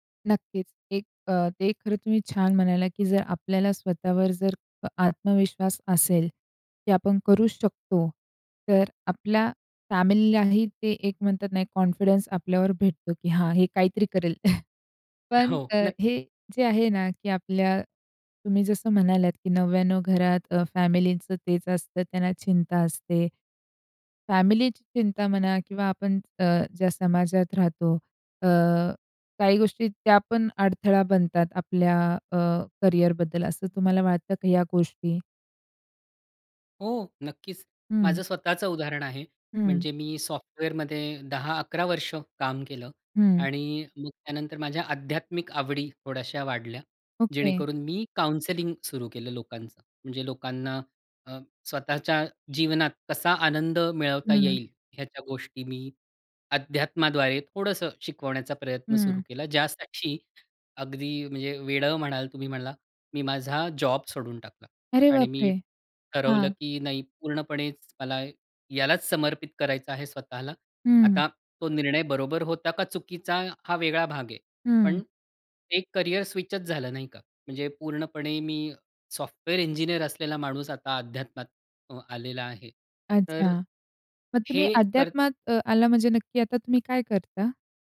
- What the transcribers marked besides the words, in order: other background noise; in English: "कॉन्फिडन्स"; chuckle; in English: "काउन्सेलिंग"; tapping
- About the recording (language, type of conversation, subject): Marathi, podcast, करिअर बदलायचं असलेल्या व्यक्तीला तुम्ही काय सल्ला द्याल?